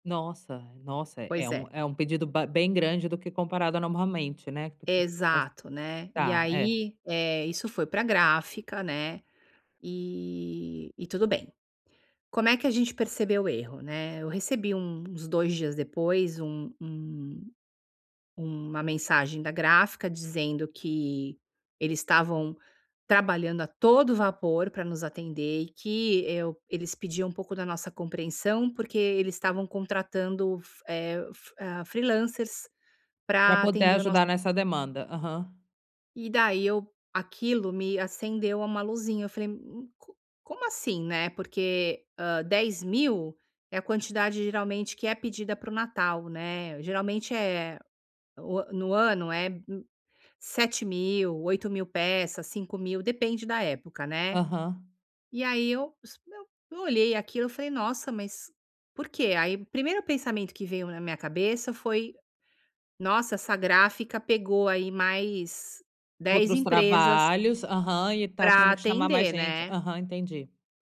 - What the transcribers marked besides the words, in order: unintelligible speech; in English: "freelancers"; tapping; other noise
- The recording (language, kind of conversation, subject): Portuguese, advice, Como posso aprender com meus fracassos sem ficar paralisado?